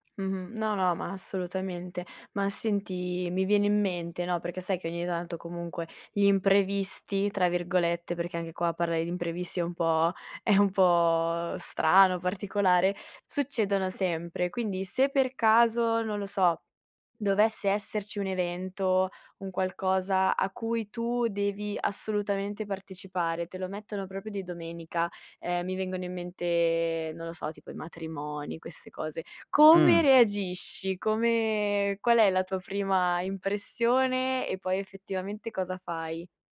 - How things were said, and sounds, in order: other background noise; laughing while speaking: "è un po'"; "proprio" said as "propio"
- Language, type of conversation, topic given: Italian, podcast, Come usi il tempo libero per ricaricarti dopo una settimana dura?
- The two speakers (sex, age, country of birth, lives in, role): female, 25-29, Italy, Italy, host; male, 25-29, Italy, Italy, guest